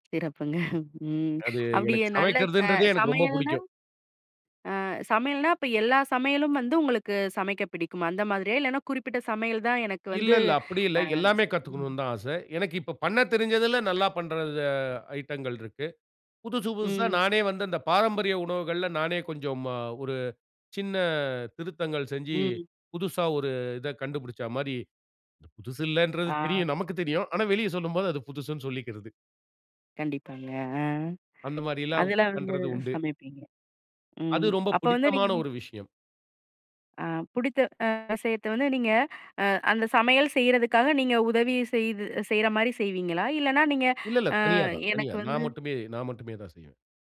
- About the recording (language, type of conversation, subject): Tamil, podcast, ஒரு பொழுதுபோக்கை நீங்கள் எப்படி தொடங்கினீர்கள்?
- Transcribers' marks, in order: chuckle; lip smack; unintelligible speech; horn; other background noise